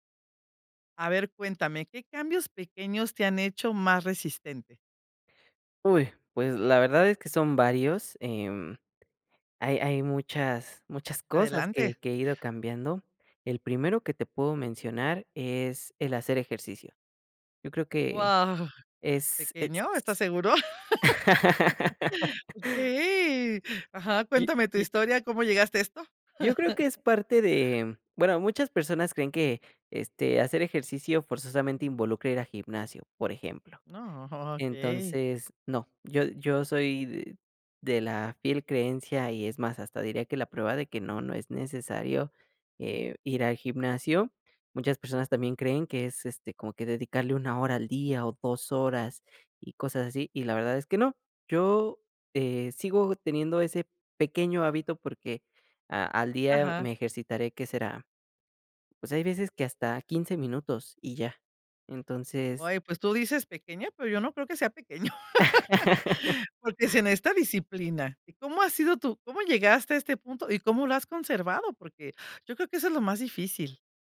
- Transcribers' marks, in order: laugh; laugh; laugh
- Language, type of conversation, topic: Spanish, podcast, ¿Qué pequeños cambios te han ayudado más a desarrollar resiliencia?